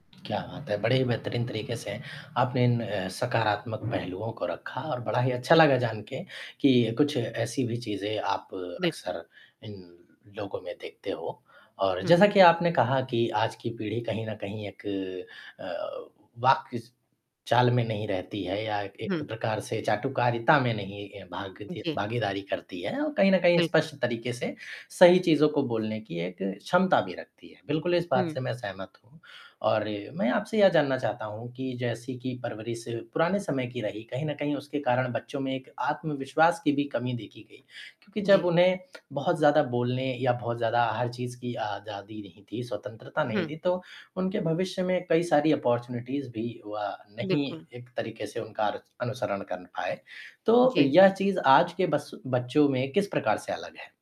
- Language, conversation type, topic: Hindi, podcast, आजकल की परवरिश और आपके बचपन की परवरिश में क्या अंतर था?
- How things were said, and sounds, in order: mechanical hum; tapping; other background noise; in English: "अपॉर्च्युनिटीज़"; "कर" said as "कन"